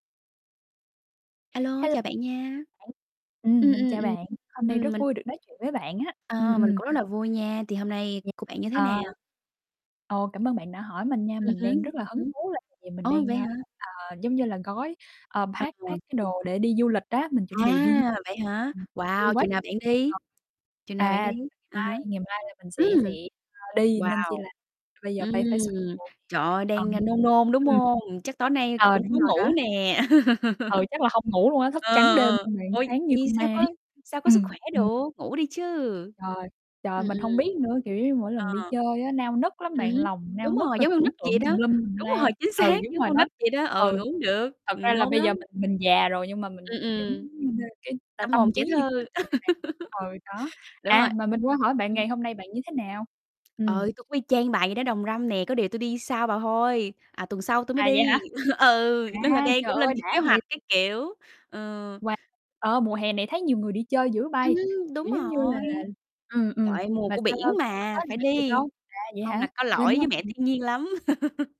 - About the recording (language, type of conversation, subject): Vietnamese, unstructured, Điều gì khiến bạn cảm thấy hứng thú khi đi du lịch?
- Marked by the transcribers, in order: distorted speech; unintelligible speech; static; in English: "pack pack"; tapping; other background noise; laugh; laugh; chuckle; laugh